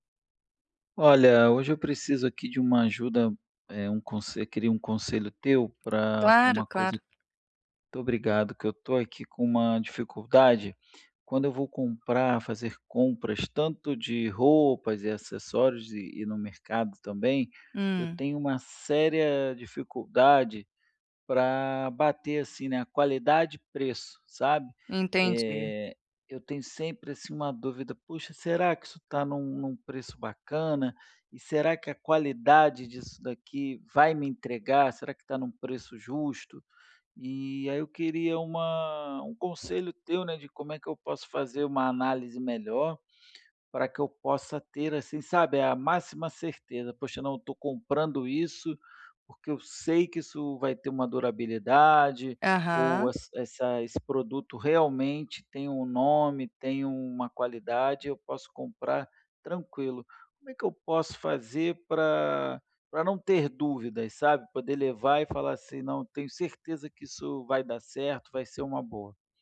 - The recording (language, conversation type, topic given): Portuguese, advice, Como posso comparar a qualidade e o preço antes de comprar?
- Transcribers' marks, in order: tapping; other background noise